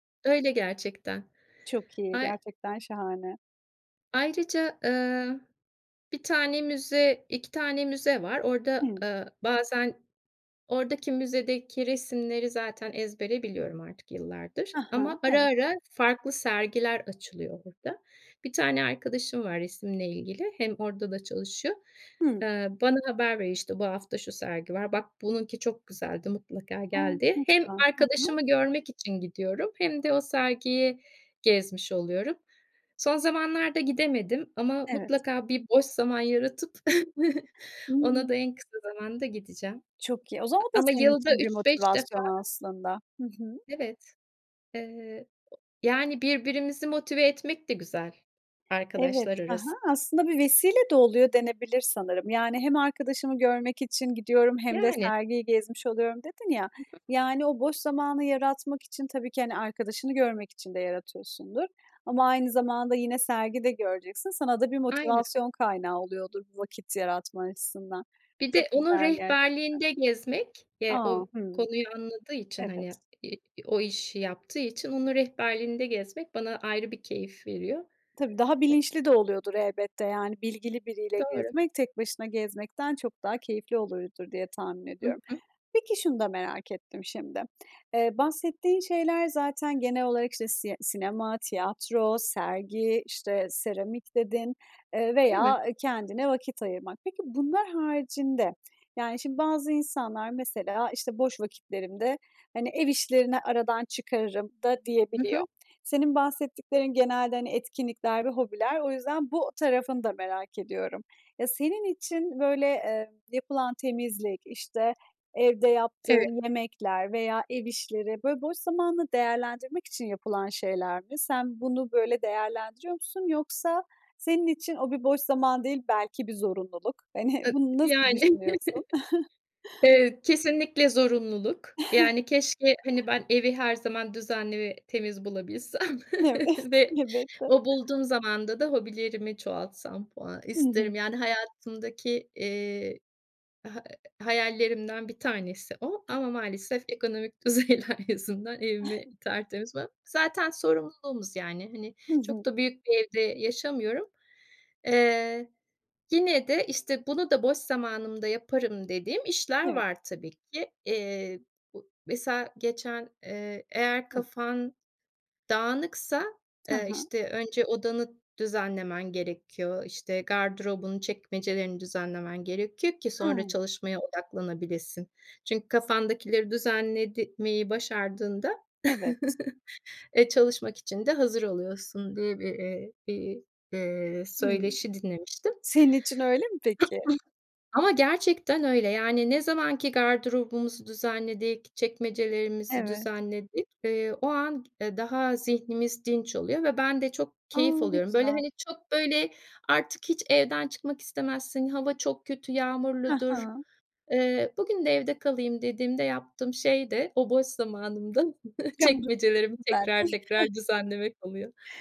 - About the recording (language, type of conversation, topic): Turkish, podcast, Boş zamanlarını değerlendirirken ne yapmayı en çok seversin?
- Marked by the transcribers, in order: giggle; other background noise; other noise; laughing while speaking: "Hani"; chuckle; giggle; chuckle; chuckle; laughing while speaking: "Evet"; chuckle; laughing while speaking: "düzeyler"; giggle; unintelligible speech; giggle; "düzenlemeyi" said as "düzenledemeyi"; chuckle; giggle; unintelligible speech; chuckle